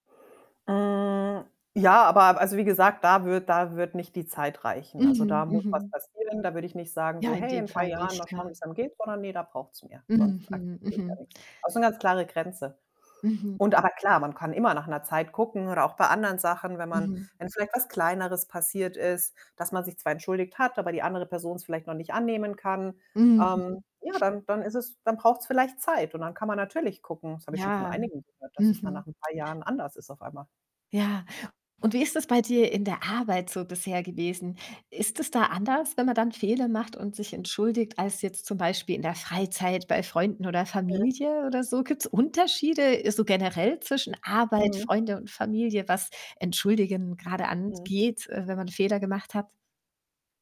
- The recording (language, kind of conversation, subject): German, podcast, Wie würdest du dich entschuldigen, wenn du im Unrecht warst?
- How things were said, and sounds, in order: static; other background noise